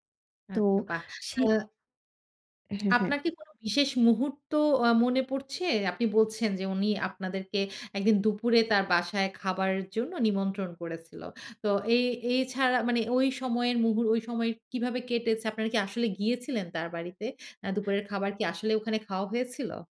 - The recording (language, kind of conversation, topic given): Bengali, podcast, আপনি কি কখনো ভ্রমণের সময় এমন কারও সঙ্গে দেখা করেছেন, যার কথা আজও মনে আছে?
- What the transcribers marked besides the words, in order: teeth sucking